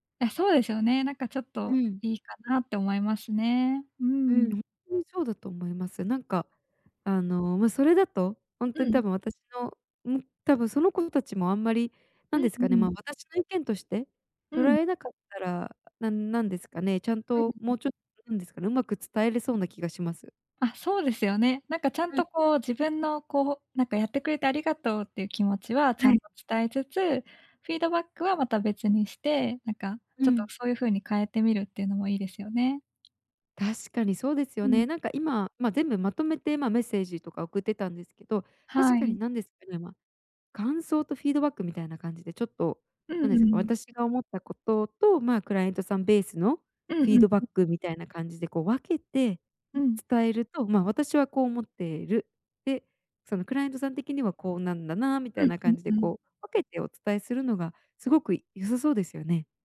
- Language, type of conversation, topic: Japanese, advice, 相手の反応が怖くて建設的なフィードバックを伝えられないとき、どうすればよいですか？
- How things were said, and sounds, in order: other background noise